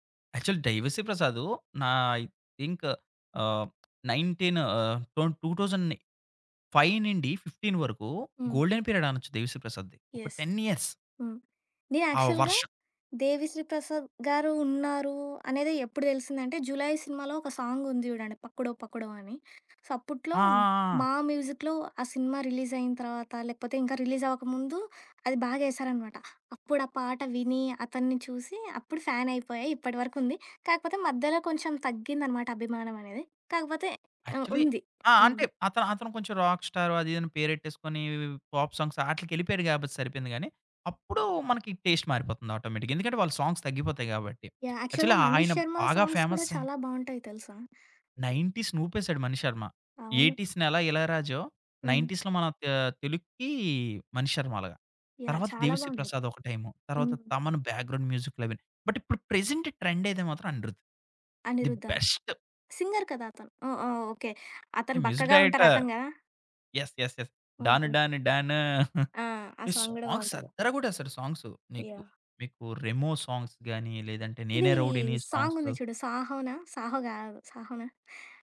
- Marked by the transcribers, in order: in English: "యాక్చువల్"; "'దేవి శ్రీ" said as "ధైవశ్రీ"; in English: "ఐ థింక్"; tapping; in English: "టొన్ టూ థౌజండ్‌ని ఫైవ్ నుండి ఫిఫ్టీన్"; in English: "గోల్డెన్ పీరియడ్"; in English: "టెన్ ఇయర్స్"; in English: "యెస్"; in English: "యాక్చువల్‌గా"; in English: "సో"; in English: "మ్యూజిక్‌లో"; in English: "రిలీజ్"; in English: "యాక్చువలీ"; in English: "రాక్ స్టార్"; in English: "పాప్ సాంగ్స్"; in English: "టేస్ట్"; in English: "ఆటోమేటిక్‌గా"; in English: "సాంగ్స్"; in English: "యాక్చువల్‌గా"; other background noise; in English: "యాక్చువలీ"; in English: "ఫేమస్"; in English: "సాంగ్స్"; in English: "ఏటీస్‌ని"; in English: "నైన్‌టీస్‌లో"; in English: "బ్యాక్‌గ్రౌండ్ మ్యూజిక్"; in English: "బట్"; in English: "ప్రెజెంట్ ట్రెండ్"; in English: "ది"; in English: "సింగర్"; in English: "మ్యూజిక్ డైరెక్టర్. యెస్, యెస్, యెస్"; singing: "డాను డాను డాను"; in English: "సాంగ్స్"; in English: "సాంగ్"; in English: "సాంగ్స్"; in English: "సాంగ్స్"; in English: "సాంగ్స్"
- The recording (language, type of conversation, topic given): Telugu, podcast, నీకు హృదయానికి అత్యంత దగ్గరగా అనిపించే పాట ఏది?